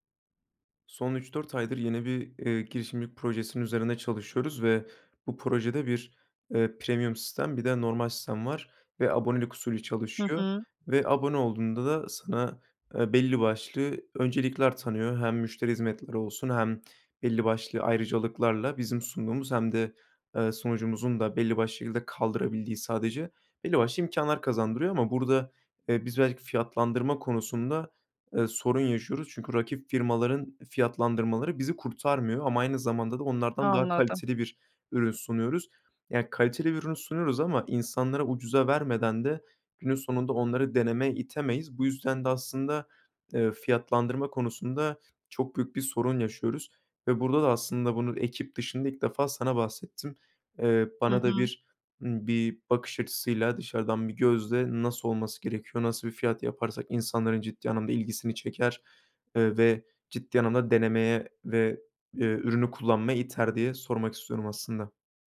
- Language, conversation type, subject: Turkish, advice, Ürün ya da hizmetim için doğru fiyatı nasıl belirleyebilirim?
- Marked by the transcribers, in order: in English: "premium"; other background noise; tapping